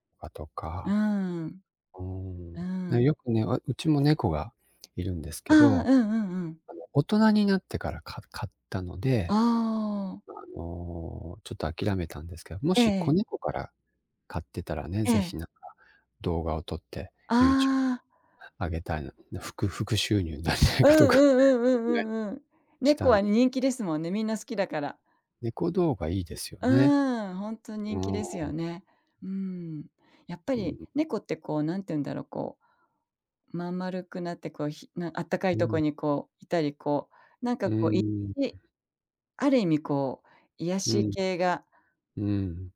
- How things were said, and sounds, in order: laughing while speaking: "なんじゃないかとか"; unintelligible speech
- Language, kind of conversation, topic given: Japanese, unstructured, 最近のニュースを見て、怒りを感じたことはありますか？